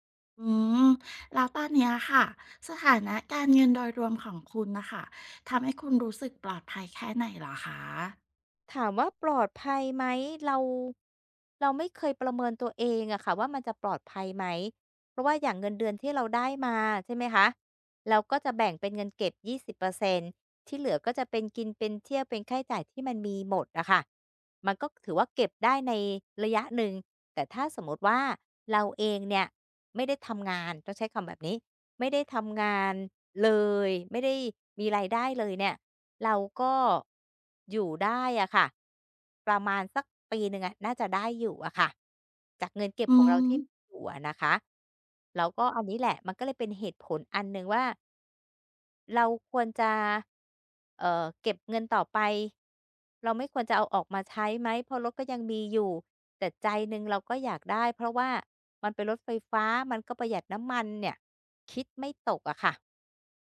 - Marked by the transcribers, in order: tapping; other background noise; other noise
- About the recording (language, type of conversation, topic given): Thai, advice, จะจัดลำดับความสำคัญระหว่างการใช้จ่ายเพื่อความสุขตอนนี้กับการออมเพื่ออนาคตได้อย่างไร?